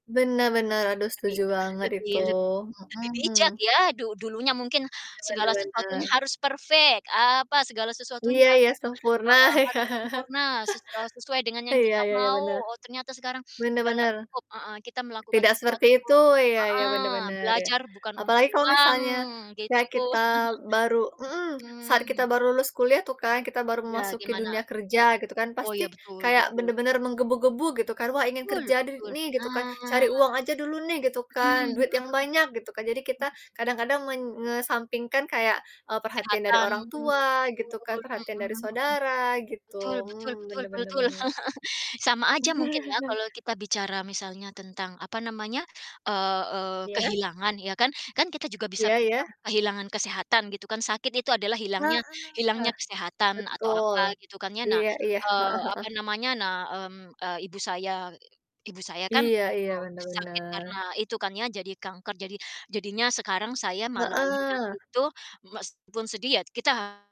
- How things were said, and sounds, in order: distorted speech; in English: "perfect"; laughing while speaking: "ya"; chuckle; other background noise; chuckle; chuckle; chuckle; laughing while speaking: "Heeh"
- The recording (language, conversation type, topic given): Indonesian, unstructured, Bagaimana pengalaman pahit membentuk dirimu menjadi seperti sekarang?